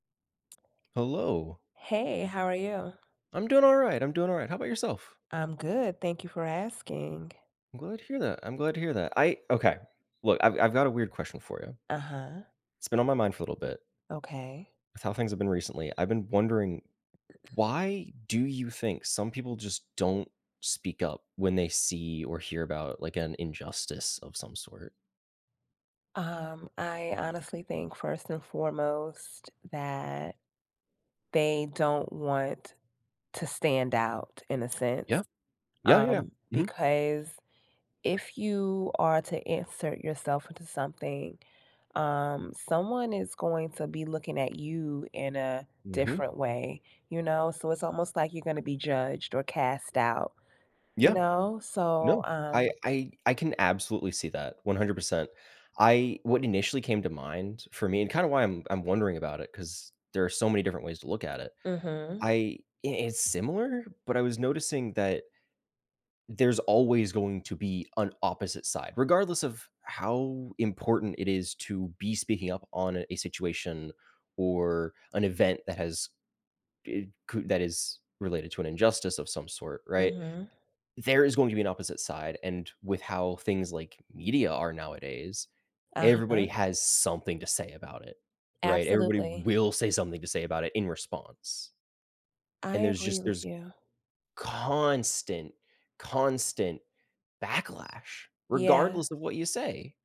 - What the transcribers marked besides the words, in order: throat clearing; other background noise; tapping; stressed: "will"; stressed: "constant"
- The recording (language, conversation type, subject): English, unstructured, Why do some people stay silent when they see injustice?
- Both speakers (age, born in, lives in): 20-24, United States, United States; 45-49, United States, United States